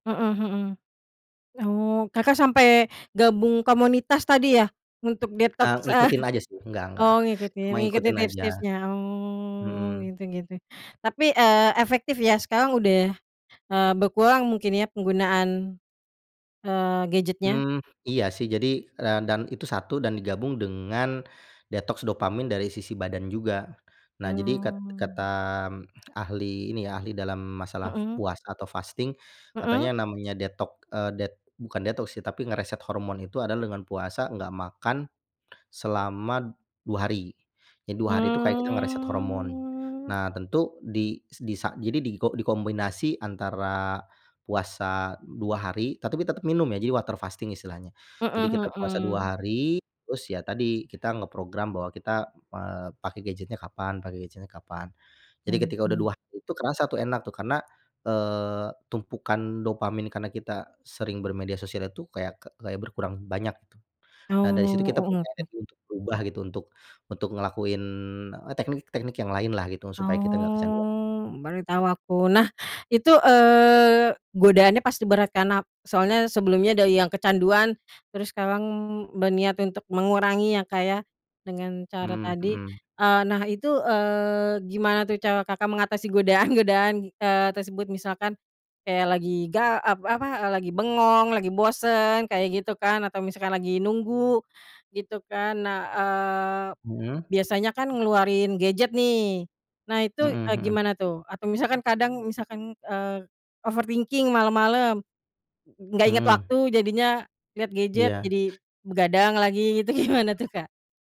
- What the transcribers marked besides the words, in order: laughing while speaking: "eh"; tapping; drawn out: "oh"; in English: "fasting"; drawn out: "Mmm"; in English: "water fasting"; drawn out: "Oh"; "dari" said as "dai"; laughing while speaking: "godaan-godaan"; in English: "overthinking"; laughing while speaking: "gitu gimana"
- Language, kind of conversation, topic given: Indonesian, podcast, Apa cara kamu membatasi waktu layar agar tidak kecanduan gawai?